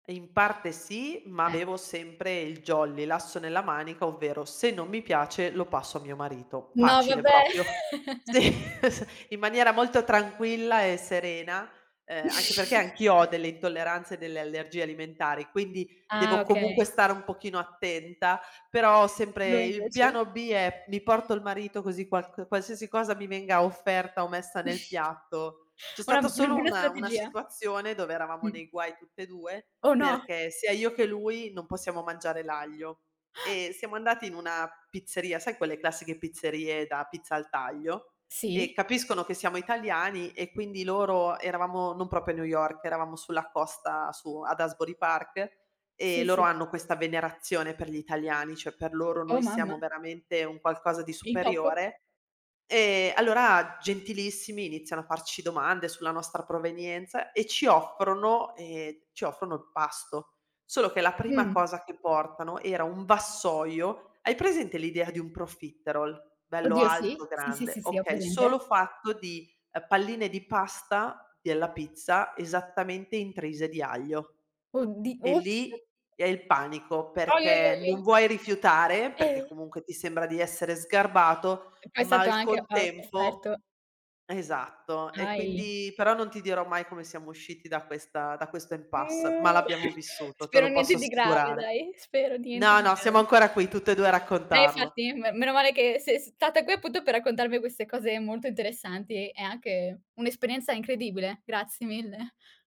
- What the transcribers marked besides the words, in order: laughing while speaking: "Sì s"; chuckle; chuckle; other background noise; chuckle; gasp; "cioè" said as "ceh"; in French: "impasse"; unintelligible speech; chuckle; "niente" said as "diente"
- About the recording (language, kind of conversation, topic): Italian, podcast, Qual è il posto più bello che tu abbia mai visto?